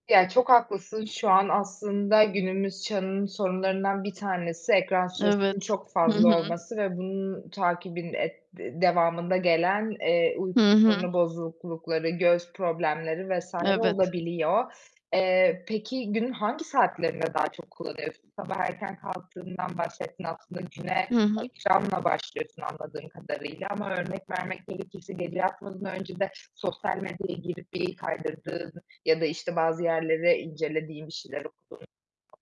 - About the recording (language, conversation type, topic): Turkish, advice, Ekran süresinin fazla olması uykunuzu ve günlük rutinlerinizi nasıl bozuyor?
- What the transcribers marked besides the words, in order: tapping; other background noise; distorted speech